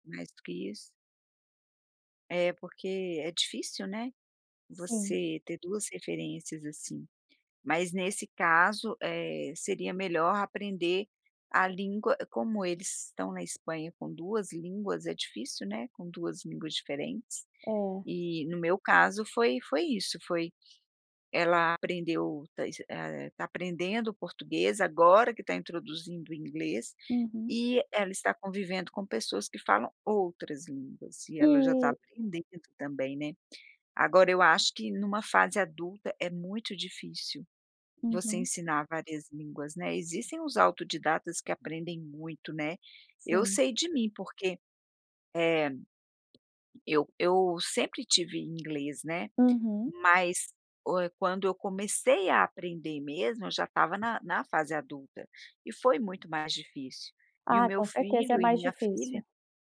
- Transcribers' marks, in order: other background noise; tapping
- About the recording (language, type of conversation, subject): Portuguese, podcast, Como posso ensinar a língua ou o dialeto da minha família às crianças?